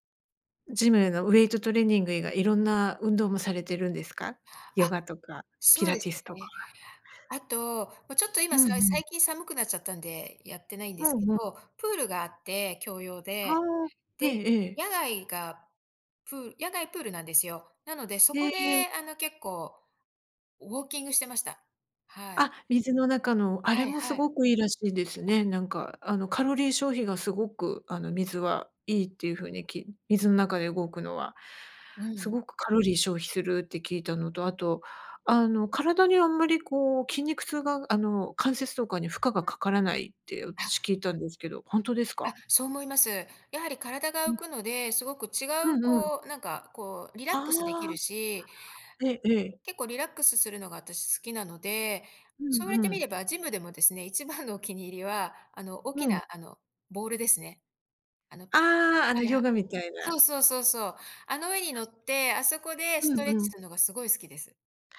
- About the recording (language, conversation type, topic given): Japanese, advice, ジムで人の視線が気になって落ち着いて運動できないとき、どうすればいいですか？
- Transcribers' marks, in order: tapping; other background noise